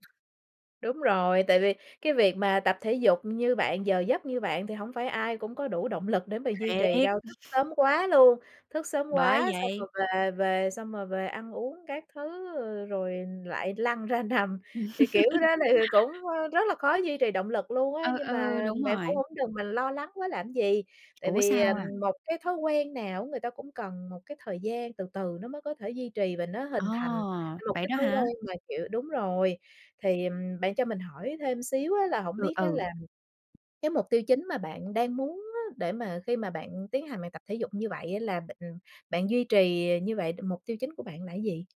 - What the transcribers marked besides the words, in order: tapping; laughing while speaking: "động lực"; chuckle; laughing while speaking: "ra nằm"; other background noise; chuckle
- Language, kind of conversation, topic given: Vietnamese, advice, Làm thế nào để bắt đầu và duy trì thói quen tập thể dục đều đặn?